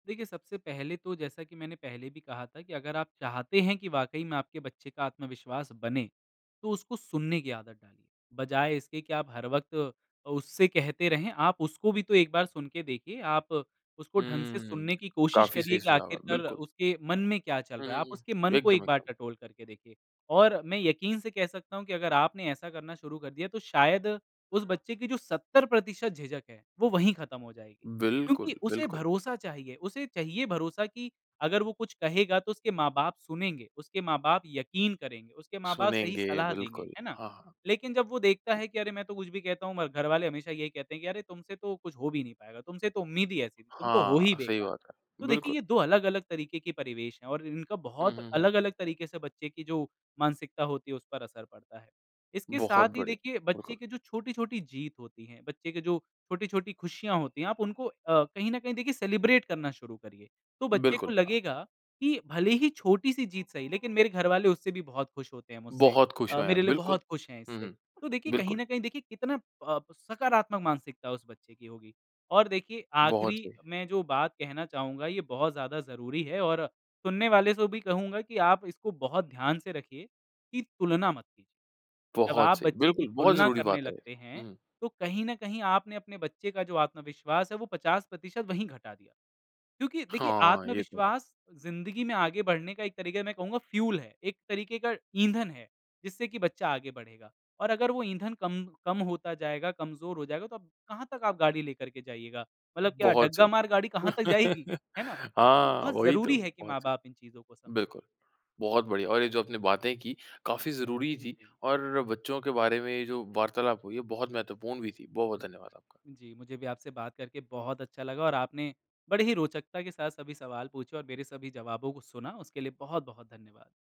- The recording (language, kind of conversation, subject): Hindi, podcast, बच्चों में आत्मविश्वास बढ़ाने के आसान कदम क्या हैं?
- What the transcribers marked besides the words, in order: in English: "सेलिब्रेट"; horn; in English: "फ्यूल"; laugh